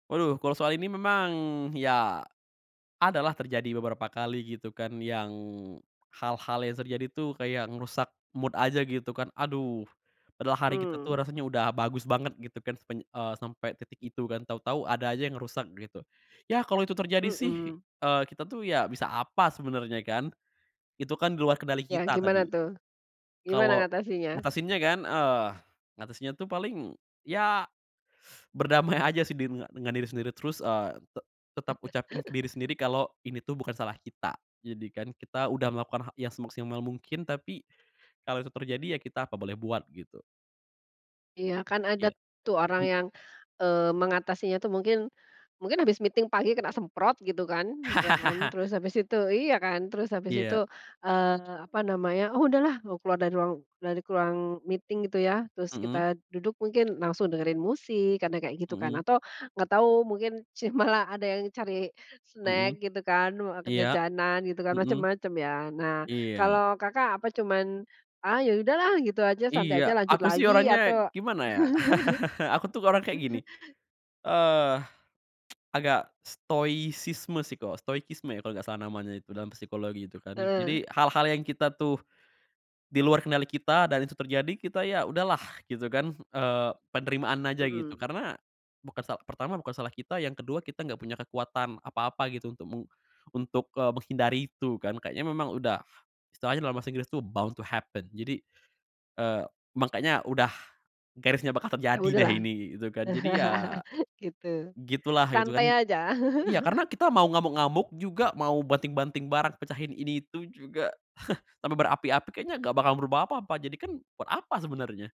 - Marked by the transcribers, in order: tapping; in English: "mood"; teeth sucking; laughing while speaking: "berdamai"; laugh; other background noise; in English: "meeting"; laugh; "ruang" said as "kruang"; in English: "meeting"; chuckle; tsk; giggle; "stoikisme" said as "stoisisme"; in English: "bound to happen"; laugh; giggle; scoff
- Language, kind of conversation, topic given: Indonesian, podcast, Bagaimana rutinitas pagimu untuk menjaga kebugaran dan suasana hati sepanjang hari?